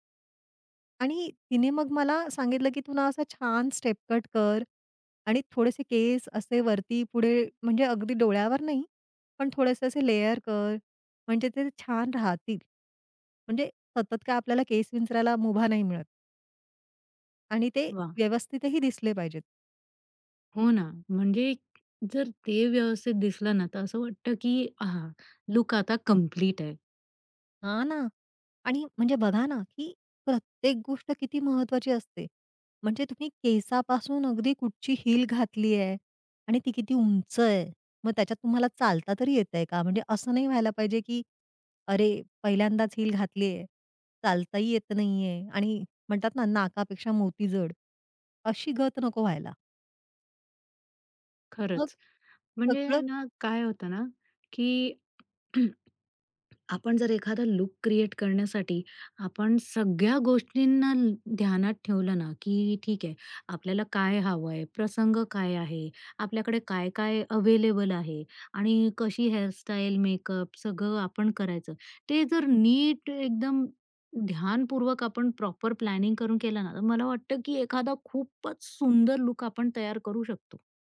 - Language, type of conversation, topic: Marathi, podcast, मित्रमंडळींपैकी कोणाचा पेहरावाचा ढंग तुला सर्वात जास्त प्रेरित करतो?
- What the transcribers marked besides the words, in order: in English: "स्टेप कट"; in English: "लेयर"; other background noise; tapping; in English: "हील"; in English: "हील"; other noise; throat clearing; in English: "प्रॉपर प्लॅनिंग"